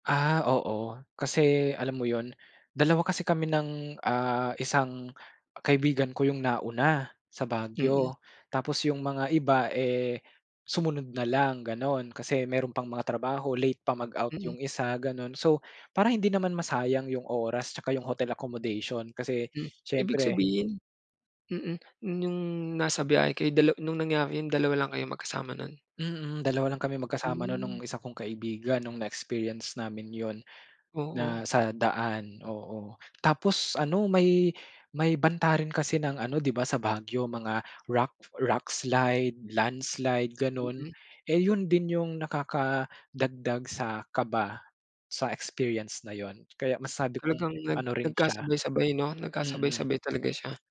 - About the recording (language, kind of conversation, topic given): Filipino, podcast, Maaari mo bang ikuwento ang paborito mong alaala sa paglalakbay?
- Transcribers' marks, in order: tapping; other background noise